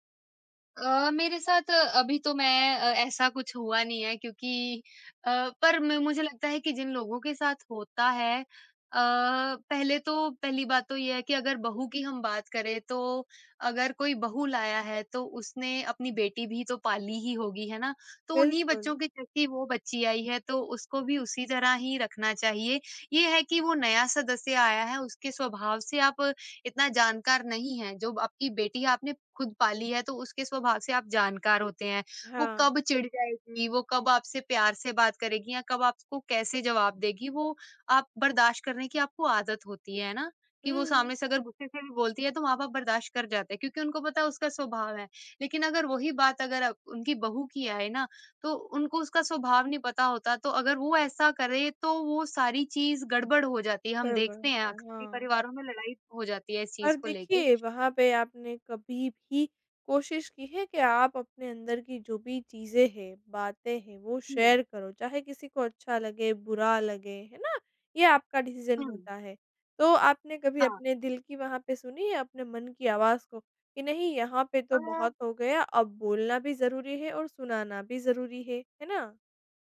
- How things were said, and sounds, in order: tapping; in English: "शेयर"; in English: "डिसीजन"
- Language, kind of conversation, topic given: Hindi, podcast, अंदर की आवाज़ को ज़्यादा साफ़ और मज़बूत बनाने के लिए आप क्या करते हैं?